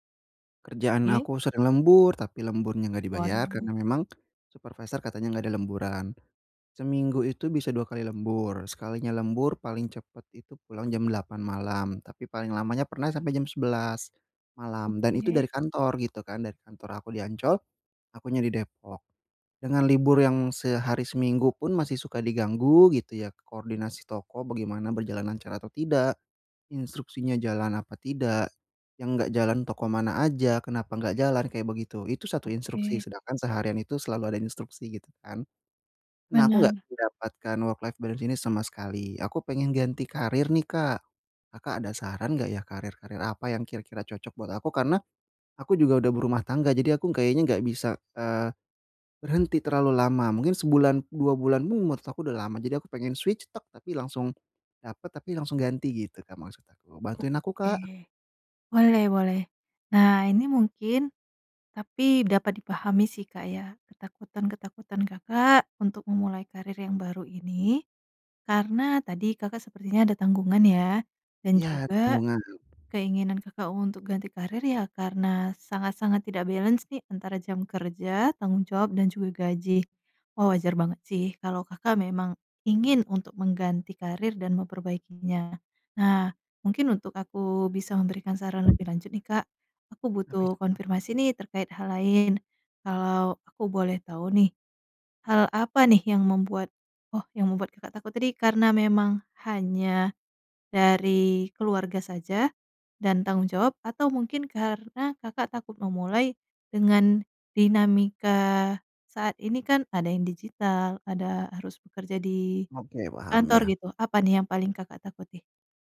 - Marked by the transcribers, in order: in English: "work life balance"; other background noise; in English: "switch"; in English: "balance"
- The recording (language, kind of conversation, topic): Indonesian, advice, Bagaimana cara memulai transisi karier ke pekerjaan yang lebih bermakna meski saya takut memulainya?